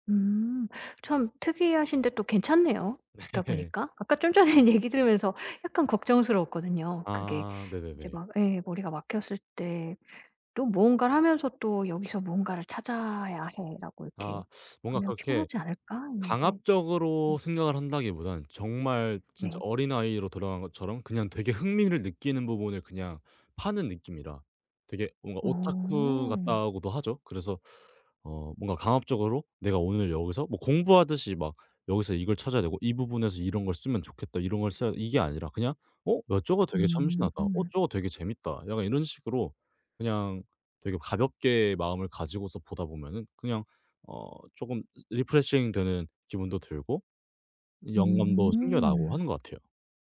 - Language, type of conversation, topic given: Korean, podcast, 창작할 때 꾸준히 지키는 루틴이나 습관이 있으시면 알려주실 수 있을까요?
- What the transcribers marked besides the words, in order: other background noise; laughing while speaking: "네"; laughing while speaking: "전에"; in English: "리프레싱되는"